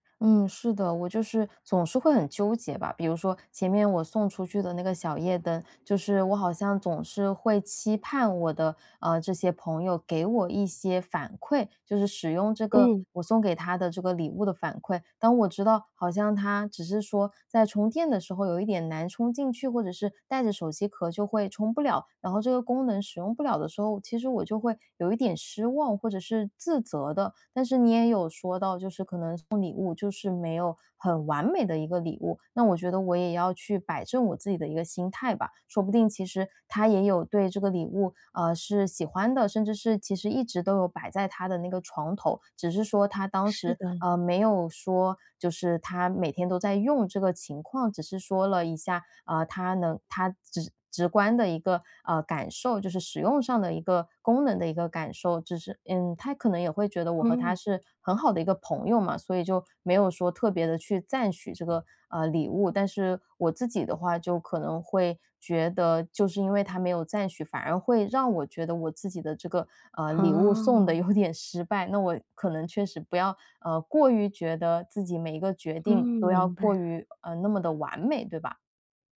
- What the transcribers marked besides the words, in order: other background noise; laughing while speaking: "有点失败"
- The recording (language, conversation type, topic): Chinese, advice, 如何才能挑到称心的礼物？